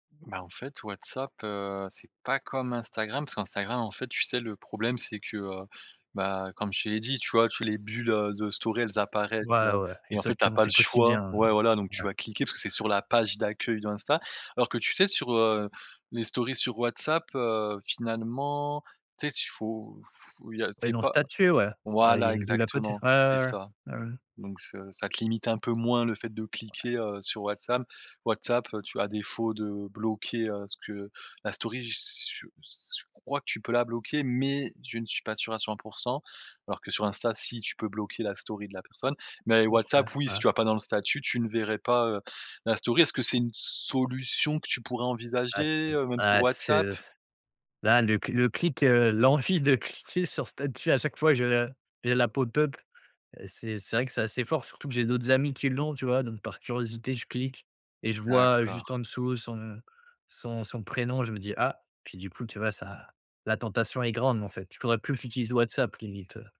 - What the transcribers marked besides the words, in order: in English: "stories"; stressed: "choix"; "Instagram" said as "insta"; in English: "stories"; blowing; in English: "story"; stressed: "mais"; "Instagram" said as "insta"; in English: "story"; in English: "story"
- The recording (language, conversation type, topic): French, advice, Comment gérer les réseaux sociaux et éviter de suivre la vie de son ex ?